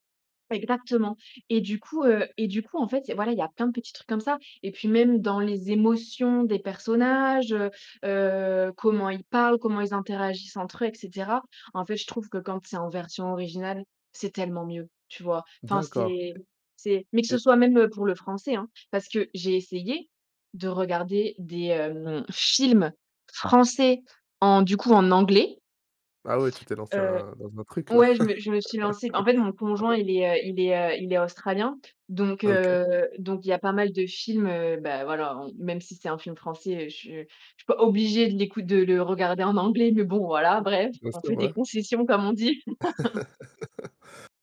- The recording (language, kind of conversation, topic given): French, podcast, Tu regardes les séries étrangères en version originale sous-titrée ou en version doublée ?
- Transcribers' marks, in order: stressed: "émotions"; stressed: "films"; stressed: "anglais"; laugh; other background noise; drawn out: "heu"; stressed: "obligée"; laughing while speaking: "On fait des concessions, comme on dit !"; laugh